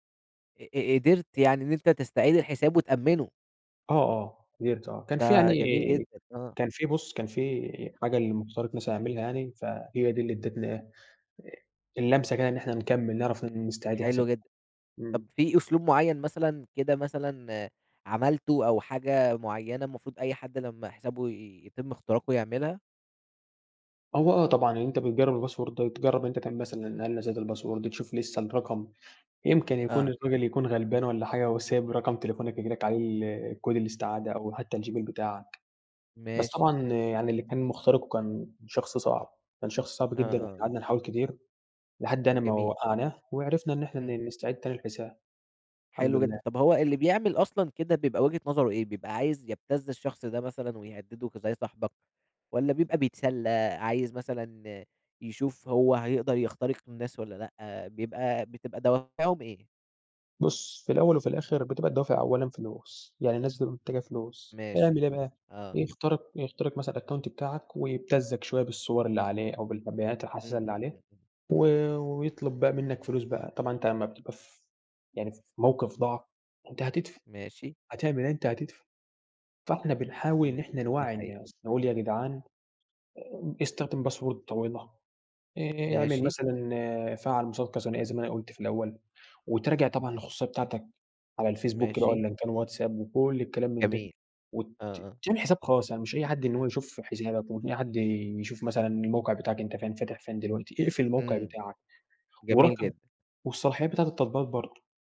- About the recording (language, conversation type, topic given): Arabic, podcast, ازاي بتحافظ على خصوصيتك على الإنترنت من وجهة نظرك؟
- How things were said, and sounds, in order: tapping; in English: "الباسورد"; in English: "الباسورد"; in English: "كود"; in English: "الأكاونت"; other background noise; in English: "باسورد"